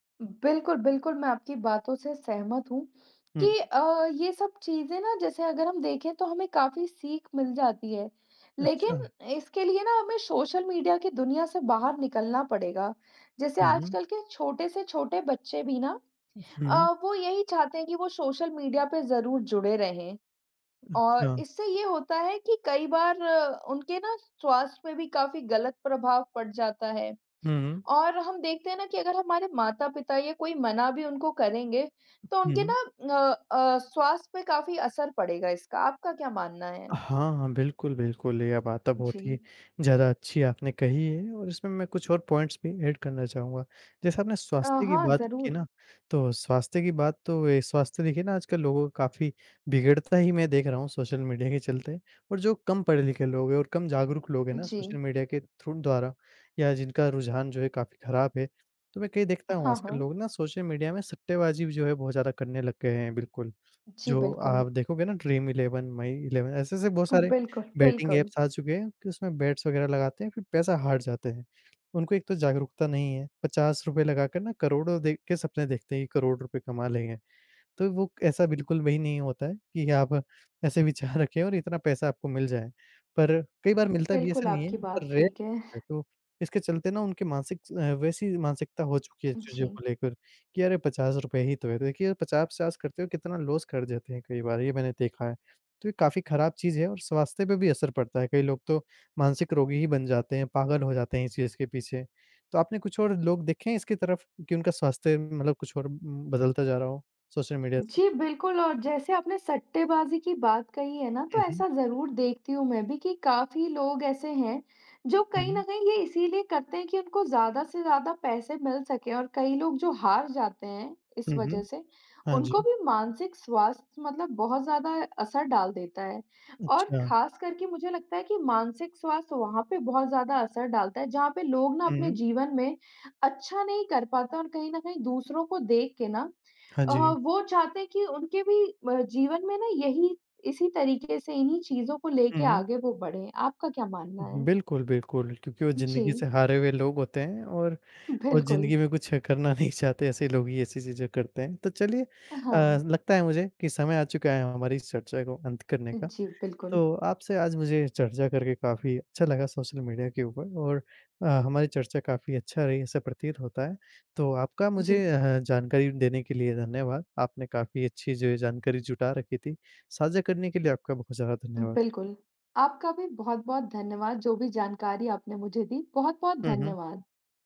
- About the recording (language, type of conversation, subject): Hindi, unstructured, क्या सोशल मीडिया का आपकी मानसिक सेहत पर असर पड़ता है?
- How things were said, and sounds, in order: other background noise; in English: "पॉइंट्स"; in English: "ऐड"; laughing while speaking: "मीडिया"; in English: "थ्रू"; in English: "बेटिंग ऐप्स"; laughing while speaking: "बिल्कुल"; in English: "बेट्स"; tapping; laughing while speaking: "लेंगे"; laughing while speaking: "विचार"; in English: "रेयर"; in English: "लॉस"; laughing while speaking: "बिल्कुल"; laughing while speaking: "नहीं चाहते"